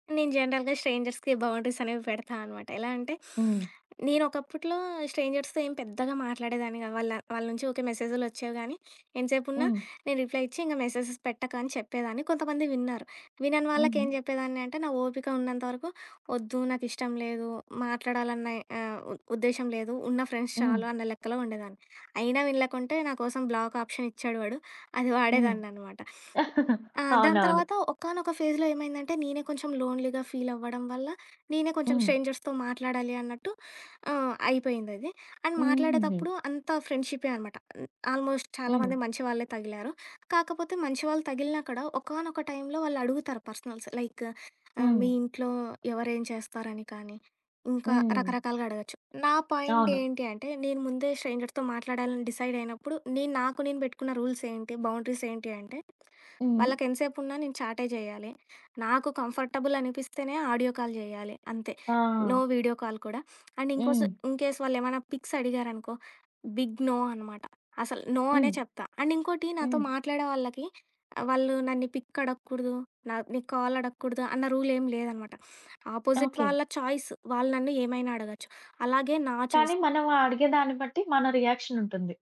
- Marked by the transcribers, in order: in English: "జనరల్‌గా స్ట్రేంజర్స్‌కి"; tapping; in English: "స్ట్రేంజర్స్‌తో"; other background noise; in English: "రిప్లై"; in English: "మెసేజెస్"; in English: "ఫ్రెండ్స్"; in English: "బ్లాక్ ఆప్షన్"; chuckle; in English: "ఫేజ్‌లో"; in English: "లోన్‌లీ‌గా"; in English: "స్ట్రేంజర్స్‌తో"; in English: "అండ్"; in English: "ఆల్మోస్ట్"; in English: "పర్సనల్స్"; in English: "పాయింట్"; in English: "స్ట్రేంజర్స్‌తో"; in English: "కంఫర్టబుల్"; in English: "ఆడియో కాల్"; in English: "నో వీడియో కాల్"; in English: "అండ్"; in English: "ఇన్‌కేస్"; in English: "పిక్స్"; in English: "బిగ్ నో"; in English: "నో"; in English: "అండ్"; in English: "పిక్"; in English: "కాల్"; in English: "ఆపోజిట్"; in English: "చాయిస్"; in English: "చాయిస్"
- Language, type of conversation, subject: Telugu, podcast, ఎవరితోనైనా సంబంధంలో ఆరోగ్యకరమైన పరిమితులు ఎలా నిర్ణయించి పాటిస్తారు?